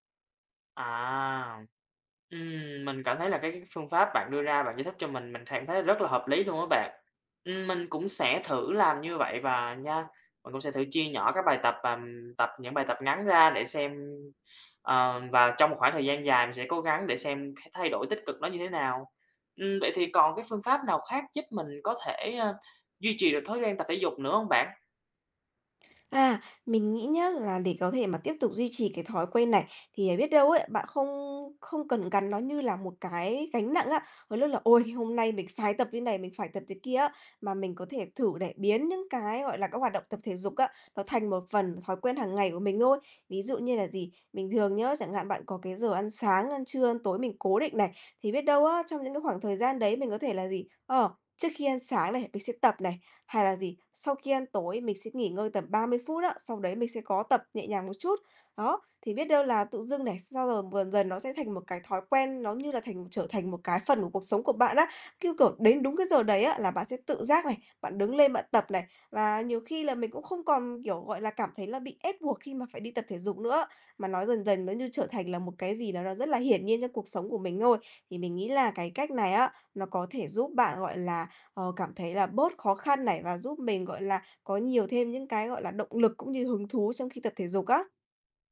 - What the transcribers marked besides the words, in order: other background noise; tapping
- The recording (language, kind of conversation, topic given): Vietnamese, advice, Vì sao bạn khó duy trì thói quen tập thể dục dù đã cố gắng nhiều lần?